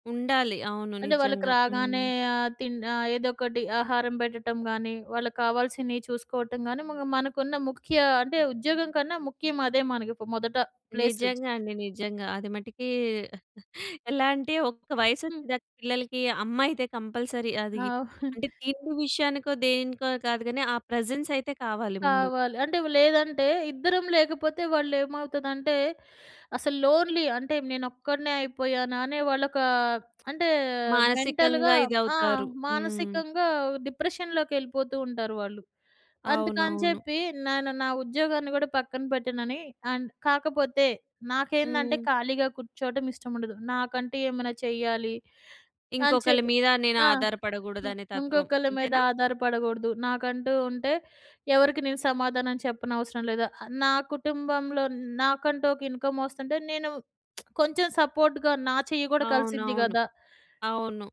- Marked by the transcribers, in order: tapping; in English: "ప్లేస్"; other noise; chuckle; in English: "కంపల్సరీ"; chuckle; in English: "ప్రెజెన్స్"; in English: "లోన్‌లీ"; lip smack; in English: "మెంటల్‌గా"; in English: "అండ్"; in English: "ఇన్‌కమ్"; lip smack; in English: "సపోర్ట్‌గా"
- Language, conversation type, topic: Telugu, podcast, మీరు తీసుకున్న రిస్క్ మీ జీవితంలో మంచి మార్పుకు దారితీసిందా?